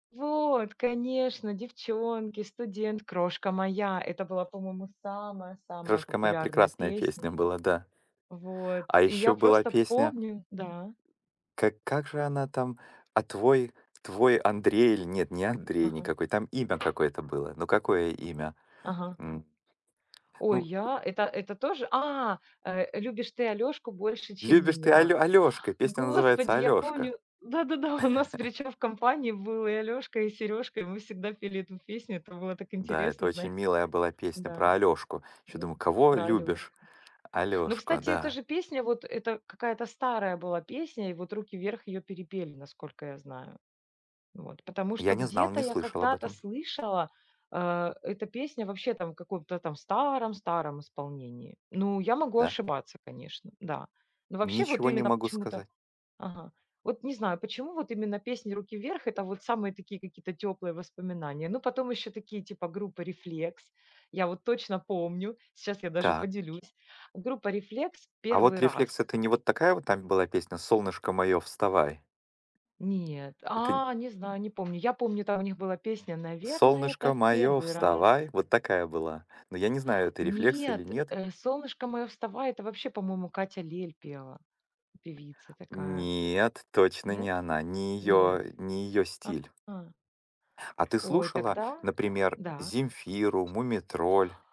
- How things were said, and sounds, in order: tapping; other background noise; chuckle; singing: "Наверно, это в первый раз"; singing: "Солнышко моё, вставай!"
- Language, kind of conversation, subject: Russian, unstructured, Какая песня напоминает тебе о счастливом моменте?